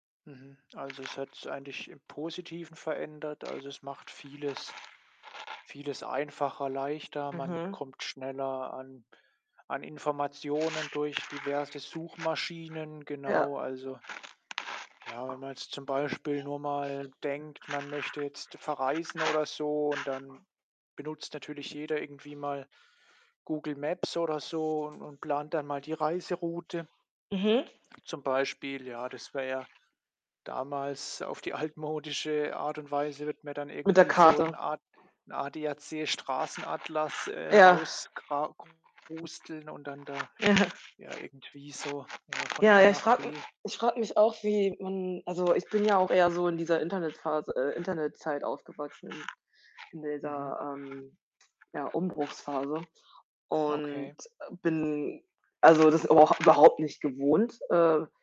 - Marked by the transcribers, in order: other background noise; tapping; wind; other noise; laughing while speaking: "altmodische"
- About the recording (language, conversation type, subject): German, unstructured, Wie hat das Internet dein Leben verändert?